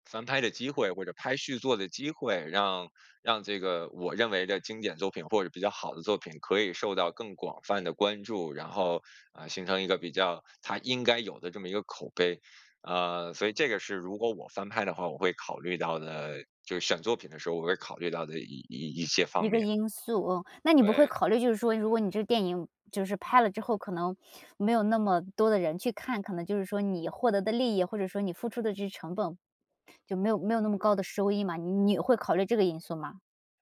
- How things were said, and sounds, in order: none
- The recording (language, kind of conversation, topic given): Chinese, podcast, 你怎么看待重制或复刻作品？